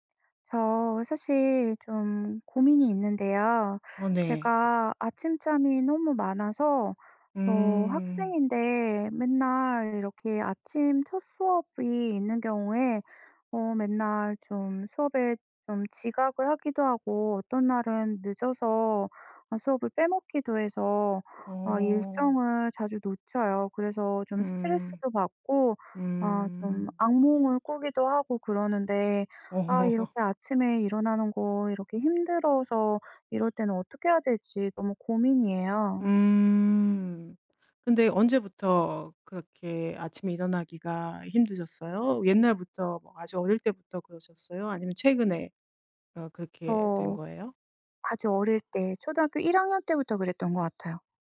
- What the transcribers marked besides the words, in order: other background noise; laughing while speaking: "어"
- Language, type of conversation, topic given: Korean, advice, 아침에 일어나기 힘들어 중요한 일정을 자주 놓치는데 어떻게 하면 좋을까요?